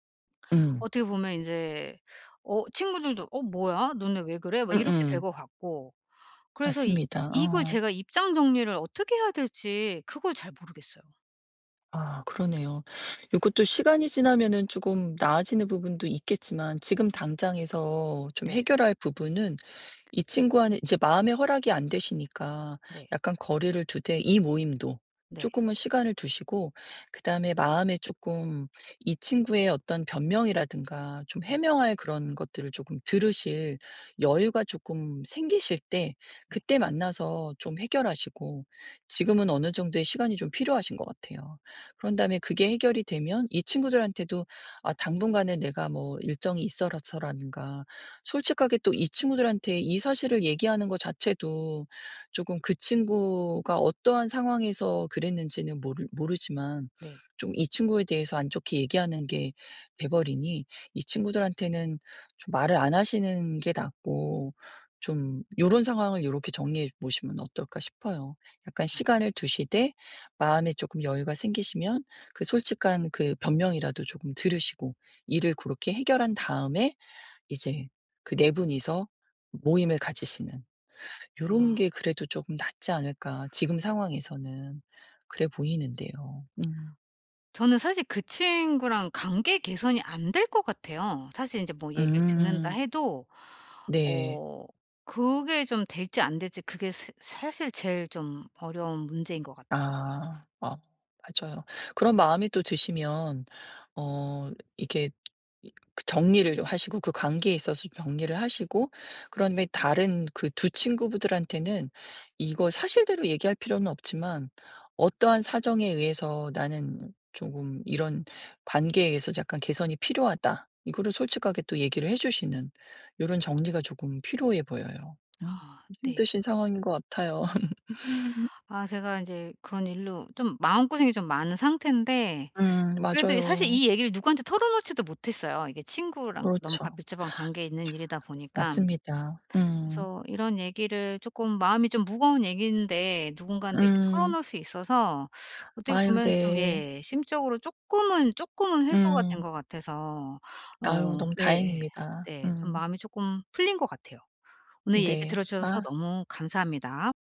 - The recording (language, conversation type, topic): Korean, advice, 다른 사람을 다시 신뢰하려면 어디서부터 안전하게 시작해야 할까요?
- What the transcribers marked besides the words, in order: other background noise; "있어서라든가" said as "있어라서라든가"; lip smack; teeth sucking; laugh